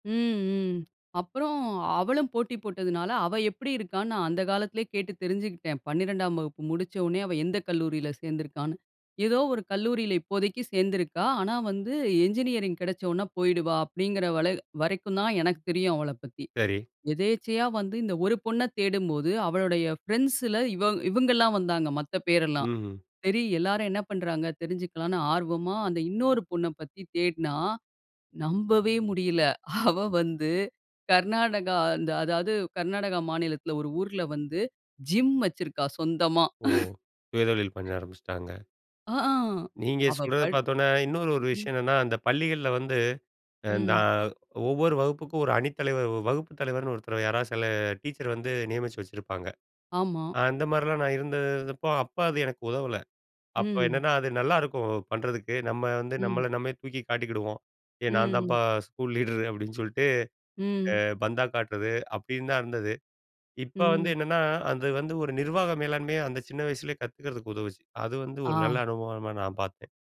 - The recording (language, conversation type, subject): Tamil, podcast, பள்ளிக்கால அனுபவம் உங்களை எப்படி மாற்றியது?
- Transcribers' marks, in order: "வரை" said as "வலைல"; laughing while speaking: "அவ"; chuckle; other noise